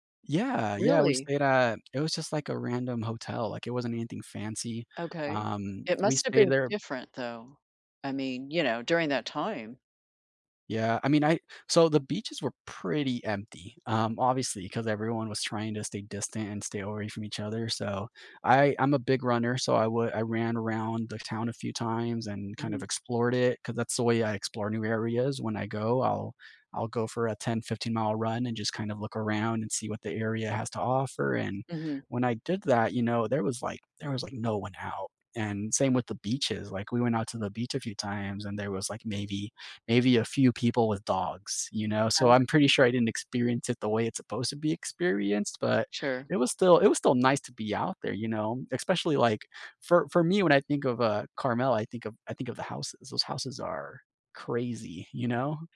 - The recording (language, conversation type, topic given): English, unstructured, Do you prefer mountains, beaches, or forests, and why?
- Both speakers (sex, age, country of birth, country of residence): female, 65-69, United States, United States; male, 35-39, United States, United States
- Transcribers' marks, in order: tapping